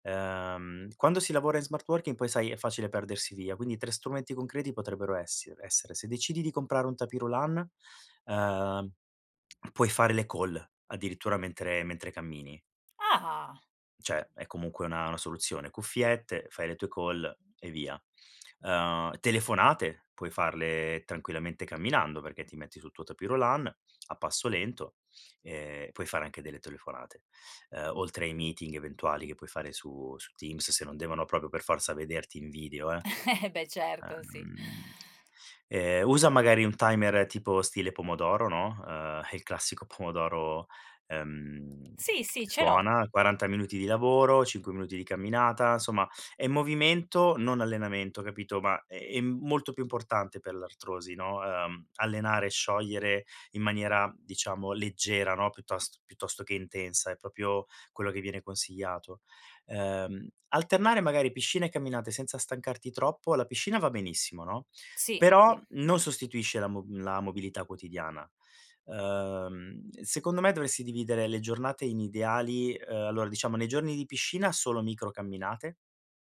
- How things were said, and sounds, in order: in English: "call"; in English: "call"; in English: "meeting"; chuckle; "proprio" said as "propio"
- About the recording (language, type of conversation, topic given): Italian, advice, Come posso conciliare il lavoro con una routine di allenamento regolare?
- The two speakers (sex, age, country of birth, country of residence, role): female, 45-49, Italy, Italy, user; male, 40-44, Italy, Italy, advisor